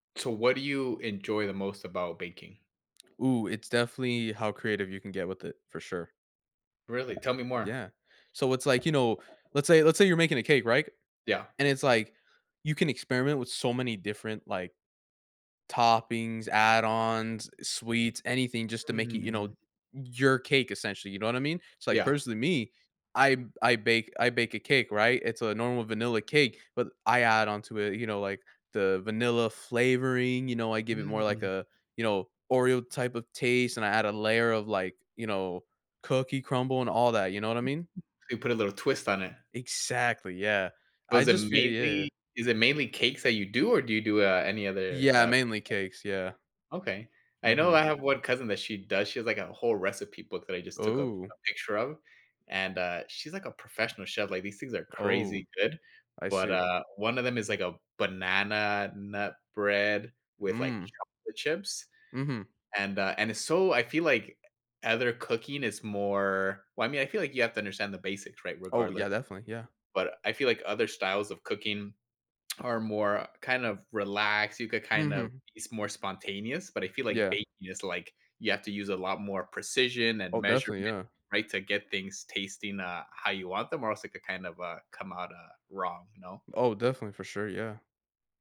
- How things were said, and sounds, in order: tapping; other background noise; unintelligible speech; background speech
- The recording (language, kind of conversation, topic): English, unstructured, What factors influence your choice between making meals at home or getting takeout?
- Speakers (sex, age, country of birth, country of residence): male, 20-24, United States, United States; male, 25-29, United States, United States